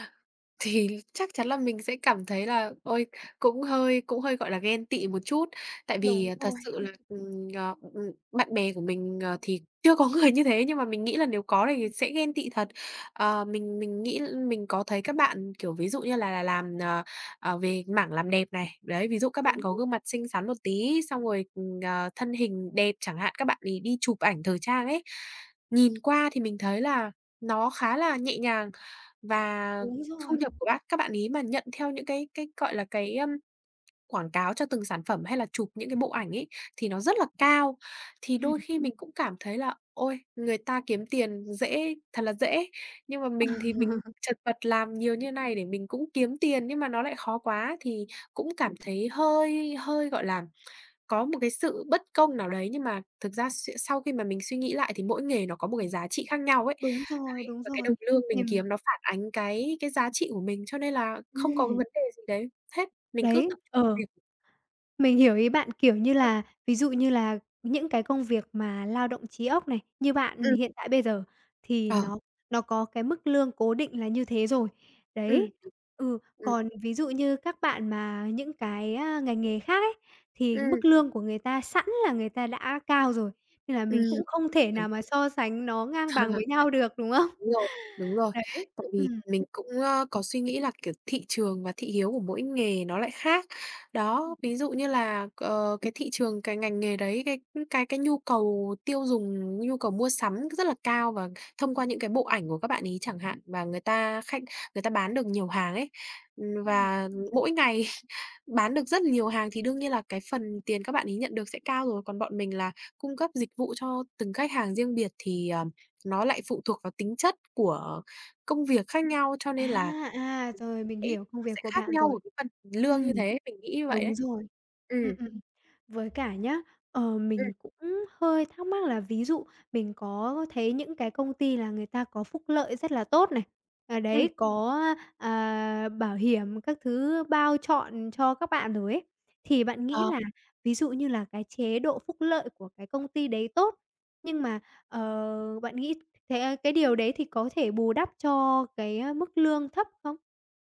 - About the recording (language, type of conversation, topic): Vietnamese, podcast, Tiền lương quan trọng tới mức nào khi chọn việc?
- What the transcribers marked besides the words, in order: other background noise; laughing while speaking: "người"; tapping; laughing while speaking: "Ừ"; chuckle; laughing while speaking: "Ờ"; laughing while speaking: "được, đúng không?"; laughing while speaking: "ngày"; unintelligible speech